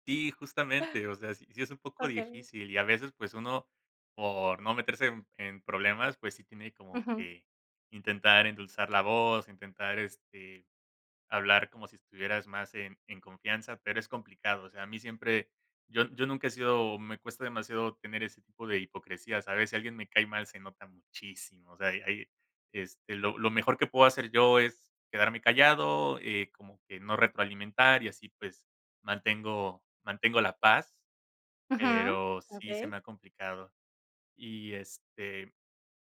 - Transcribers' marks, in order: none
- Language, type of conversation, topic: Spanish, podcast, ¿Te ha pasado que te malinterpretan por tu tono de voz?